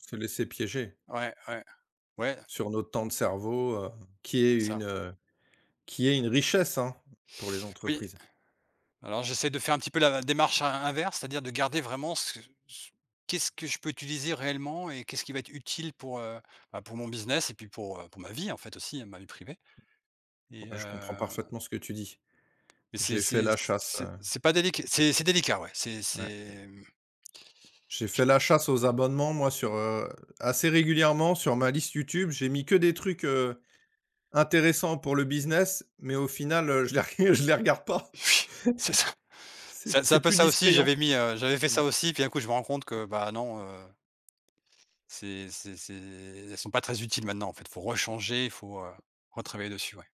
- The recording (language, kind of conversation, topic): French, unstructured, Comment la technologie a-t-elle changé ta façon de communiquer ?
- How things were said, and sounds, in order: other background noise; tapping; other noise; chuckle; laughing while speaking: "je les regarde pas"; chuckle